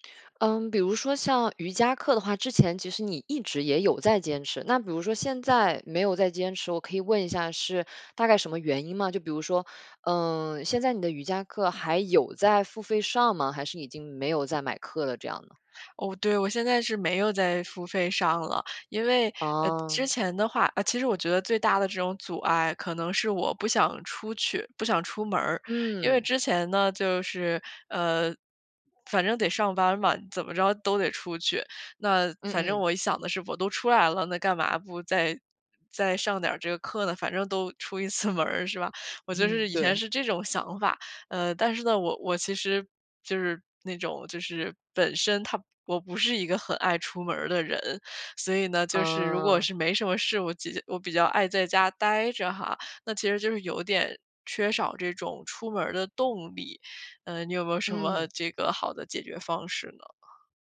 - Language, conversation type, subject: Chinese, advice, 我为什么总是无法坚持早起或保持固定的作息时间？
- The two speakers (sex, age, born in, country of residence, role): female, 25-29, China, Germany, advisor; female, 25-29, China, United States, user
- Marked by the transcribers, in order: tapping; laughing while speaking: "次"; laugh